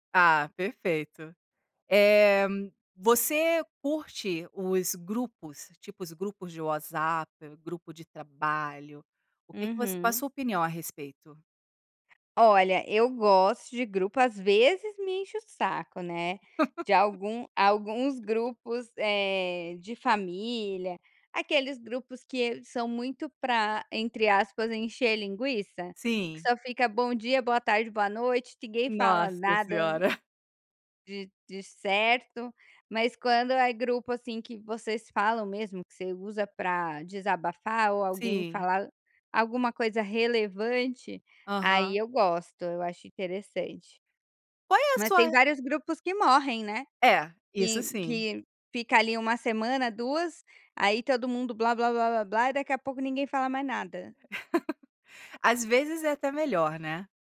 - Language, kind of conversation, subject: Portuguese, podcast, Prefere conversar cara a cara ou por mensagem?
- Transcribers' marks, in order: tapping; laugh; laugh